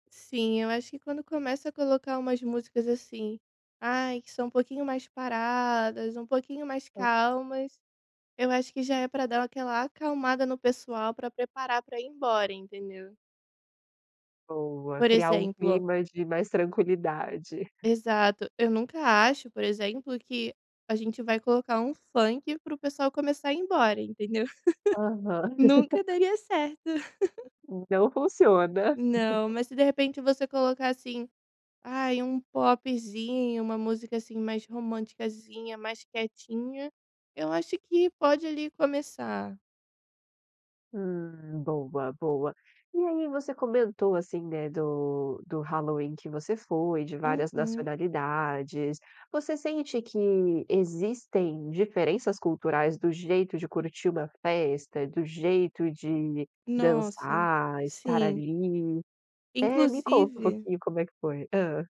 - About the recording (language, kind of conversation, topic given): Portuguese, podcast, Como montar uma playlist compartilhada que todo mundo curta?
- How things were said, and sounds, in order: laugh; laugh